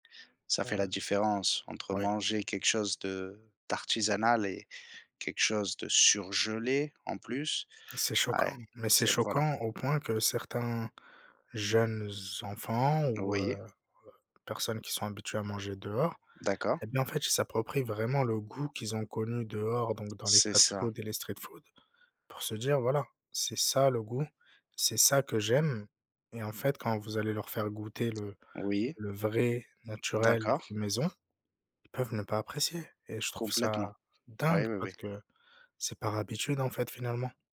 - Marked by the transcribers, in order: tapping; other noise
- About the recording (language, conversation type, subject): French, unstructured, Où vous voyez-vous dans cinq ans sur le plan du développement personnel ?
- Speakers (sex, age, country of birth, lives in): male, 30-34, France, France; male, 30-34, France, France